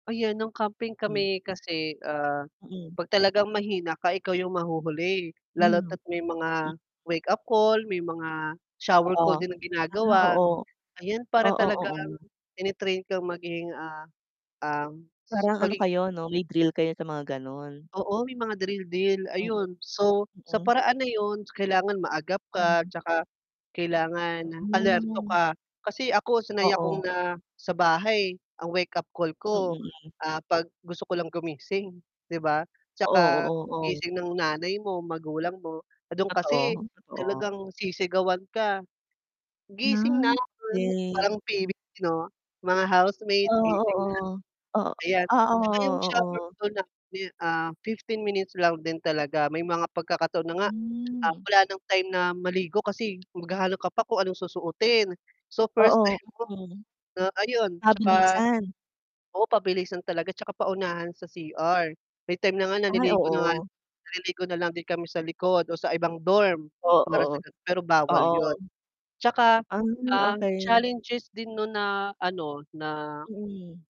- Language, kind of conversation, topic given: Filipino, unstructured, Naranasan mo na bang magkampo, at alin ang pinakatumatak na karanasan mo?
- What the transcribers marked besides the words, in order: mechanical hum; static; tapping; distorted speech; other background noise; unintelligible speech; laughing while speaking: "first time mo"